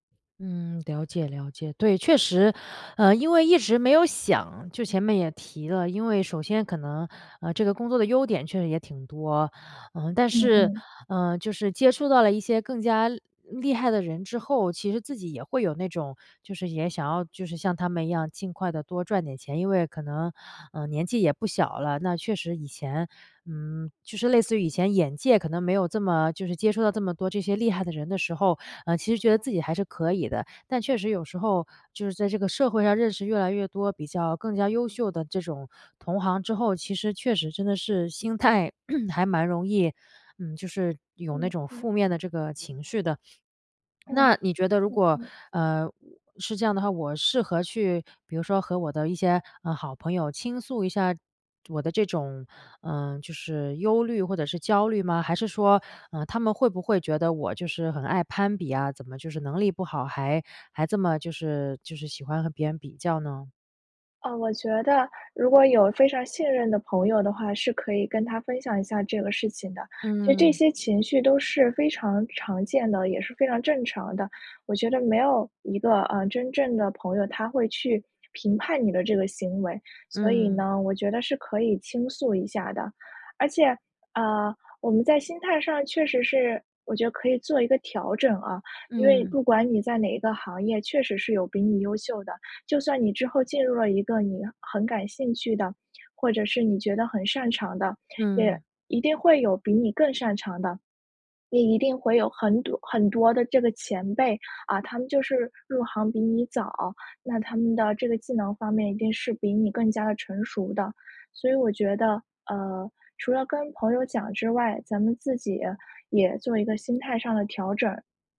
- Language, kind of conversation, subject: Chinese, advice, 看到同行快速成长时，我为什么会产生自我怀疑和成功焦虑？
- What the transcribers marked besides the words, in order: throat clearing